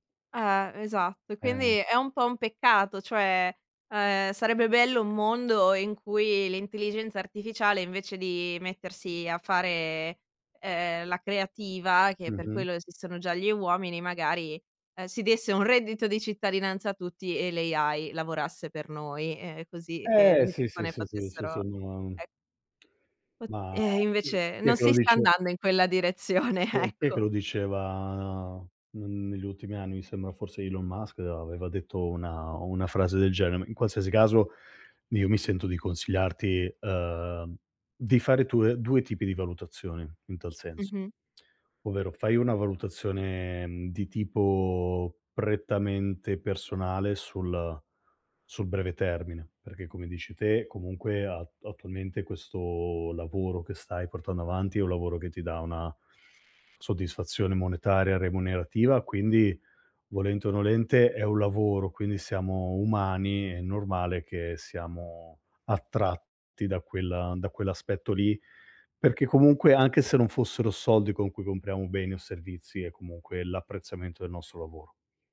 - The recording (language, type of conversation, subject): Italian, advice, Come posso prendere una decisione importante senza tradire i miei valori personali?
- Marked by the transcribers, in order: in English: "AI"; laughing while speaking: "direzione, ecco"; drawn out: "diceva"; "genere" said as "geneme"; lip smack; drawn out: "tipo"; other background noise